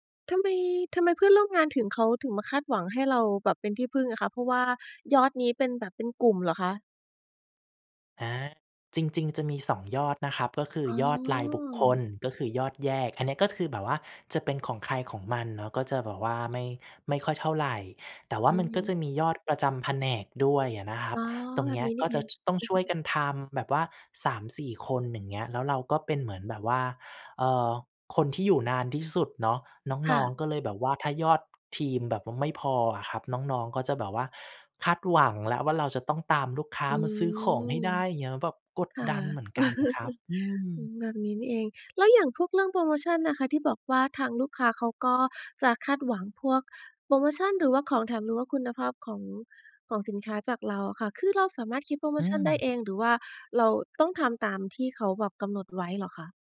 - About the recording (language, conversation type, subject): Thai, podcast, คุณรับมือกับความคาดหวังจากคนอื่นอย่างไร?
- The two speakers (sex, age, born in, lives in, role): female, 40-44, Thailand, Malta, host; male, 35-39, Thailand, Thailand, guest
- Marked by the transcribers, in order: chuckle